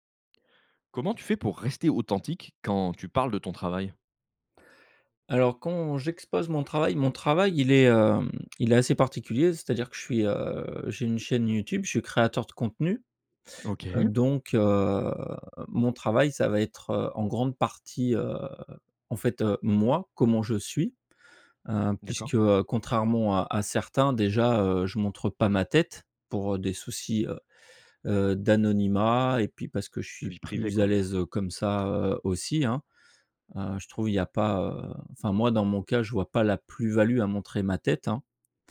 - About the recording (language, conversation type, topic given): French, podcast, Comment rester authentique lorsque vous exposez votre travail ?
- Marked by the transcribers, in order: drawn out: "heu"; drawn out: "heu"; tapping